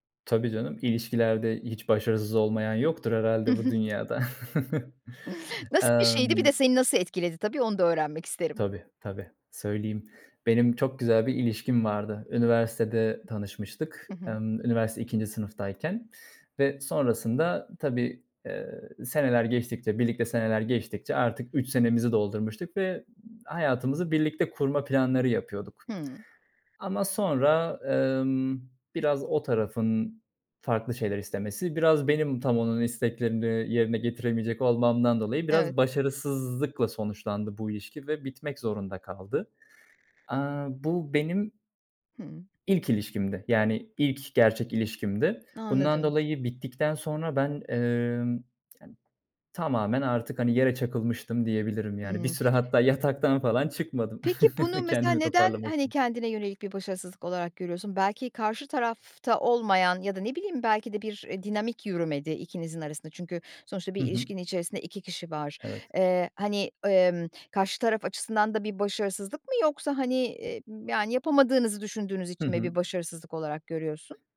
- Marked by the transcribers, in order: tapping; other background noise; chuckle; chuckle
- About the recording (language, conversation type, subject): Turkish, podcast, Başarısızlıktan öğrendiğin en önemli ders nedir?
- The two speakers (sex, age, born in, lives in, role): female, 55-59, Turkey, Poland, host; male, 25-29, Turkey, Germany, guest